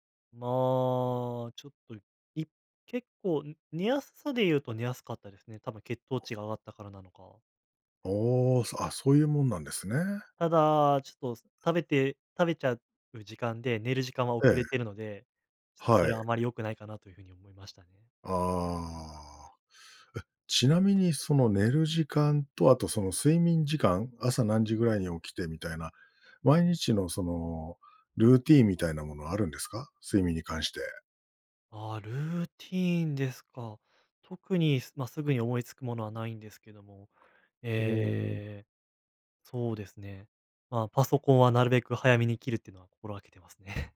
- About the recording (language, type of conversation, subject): Japanese, podcast, 不安なときにできる練習にはどんなものがありますか？
- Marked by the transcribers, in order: other background noise; laughing while speaking: "ますね"